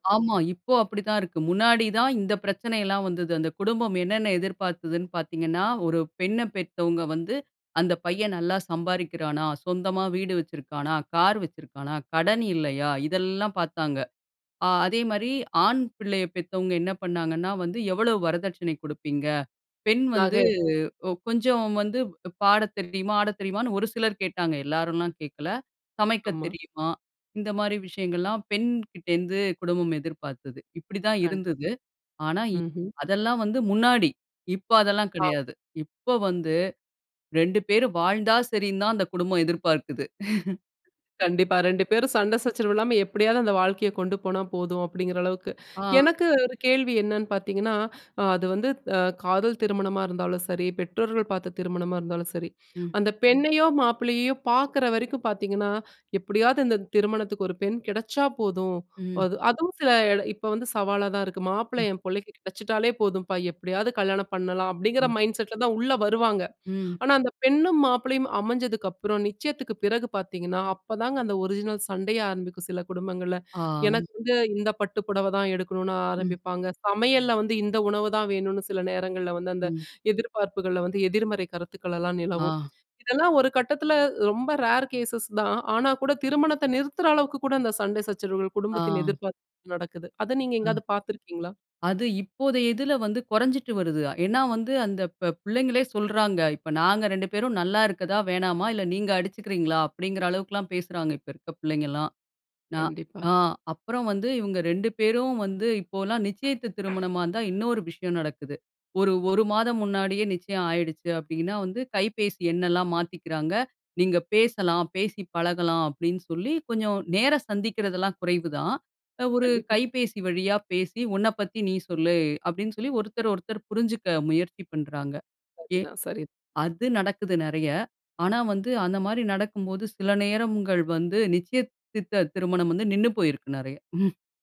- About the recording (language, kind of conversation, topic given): Tamil, podcast, திருமணத்தைப் பற்றி குடும்பத்தின் எதிர்பார்ப்புகள் என்னென்ன?
- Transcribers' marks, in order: laugh; other noise; in English: "மைண்ட் செட்"; in English: "ரேர் கேஸஸ்"